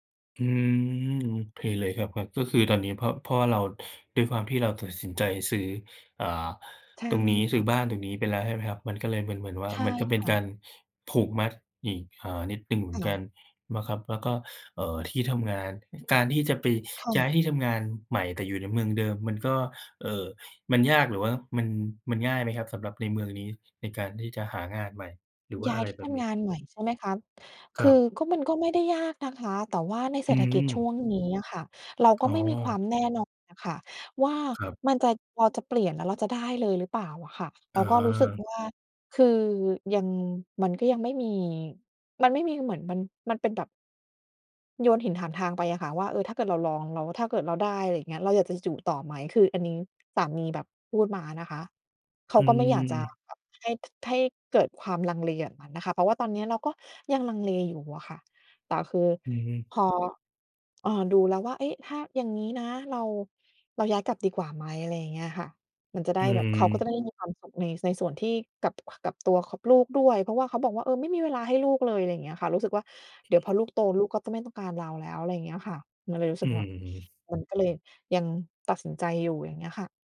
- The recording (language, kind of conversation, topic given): Thai, advice, ฉันควรย้ายเมืองหรืออยู่ต่อดี?
- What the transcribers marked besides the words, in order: other noise; "ของ" said as "คอป"; sneeze; "แบบ" said as "วั่บ"